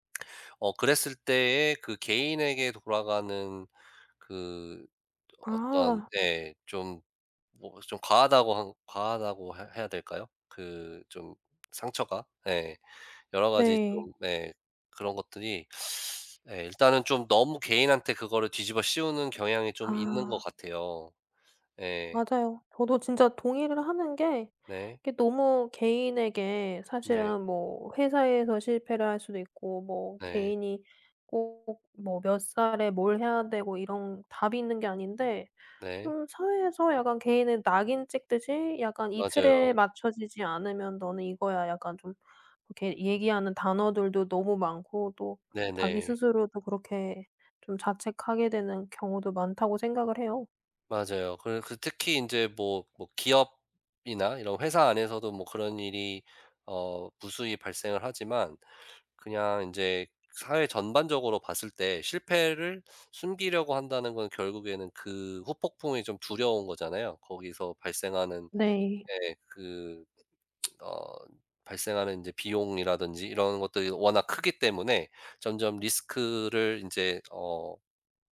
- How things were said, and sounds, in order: other background noise; tapping; lip smack
- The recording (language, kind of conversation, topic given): Korean, podcast, 실패를 숨기려는 문화를 어떻게 바꿀 수 있을까요?